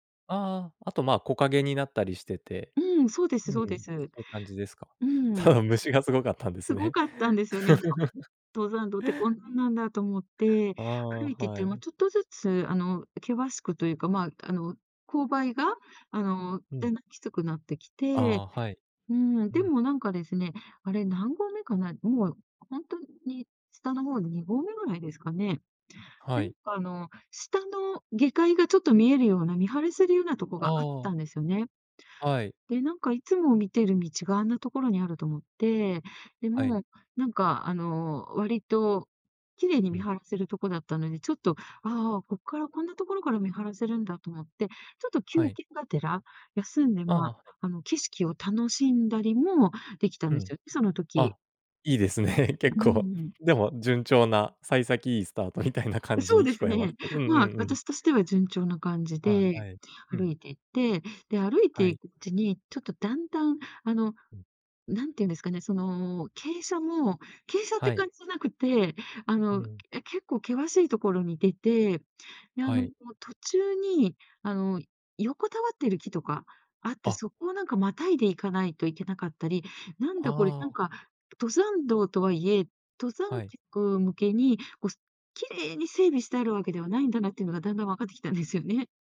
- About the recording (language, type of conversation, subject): Japanese, podcast, 直感で判断して失敗した経験はありますか？
- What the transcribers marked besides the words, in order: laughing while speaking: "ただ、虫がすごかったんですね"; laugh; unintelligible speech; laughing while speaking: "いいですね、結構"; laughing while speaking: "みたいな感じに聞こえますけど"; laughing while speaking: "きたんですよね"